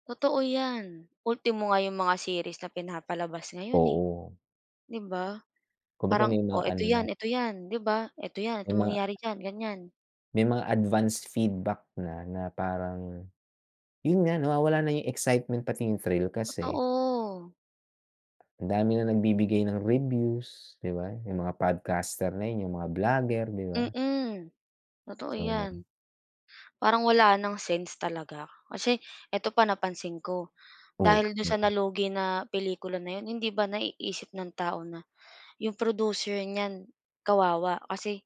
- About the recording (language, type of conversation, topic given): Filipino, unstructured, Ano ang tingin mo sa epekto ng midyang panlipunan sa sining sa kasalukuyan?
- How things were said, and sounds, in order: none